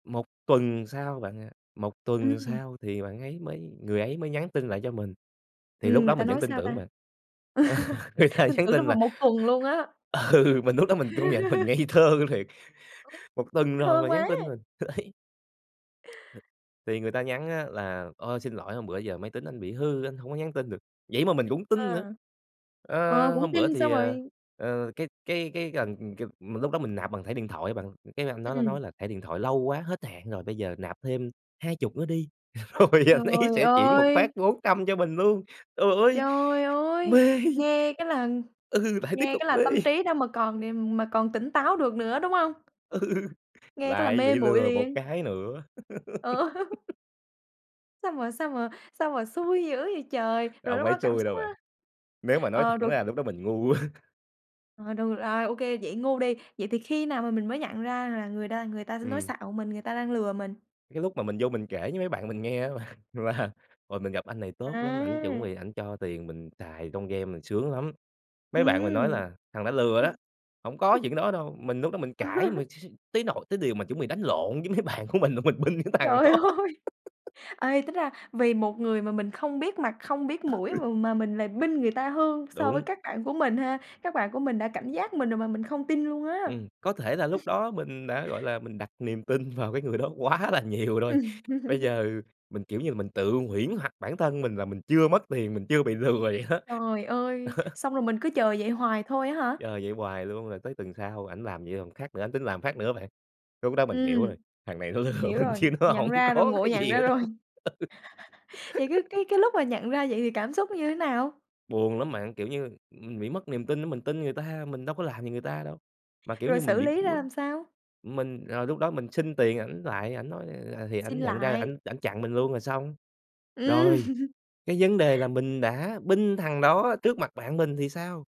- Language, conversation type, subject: Vietnamese, podcast, Bạn làm gì khi gặp lừa đảo trực tuyến?
- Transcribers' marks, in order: chuckle; laugh; laughing while speaking: "Người ta"; laughing while speaking: "Ừ, mình lúc đó mình công nhận mình ngây thơ thiệt"; laugh; unintelligible speech; laughing while speaking: "đấy"; tapping; unintelligible speech; laughing while speaking: "rồi anh ấy"; laughing while speaking: "Mê"; chuckle; laughing while speaking: "Ừ"; laugh; other background noise; laughing while speaking: "quá!"; laughing while speaking: "là là"; laugh; chuckle; laughing while speaking: "bạn của mình luôn, mình binh cái thằng đó"; laughing while speaking: "Trời ơi!"; laugh; laughing while speaking: "Ừ"; chuckle; laughing while speaking: "tin"; laughing while speaking: "quá là nhiều rồi"; chuckle; laughing while speaking: "đó. Đó"; laughing while speaking: "lừa mình chứ nó hổng có cái gì nữa đâu, ừ"; laughing while speaking: "rồi"; chuckle; laugh; unintelligible speech; chuckle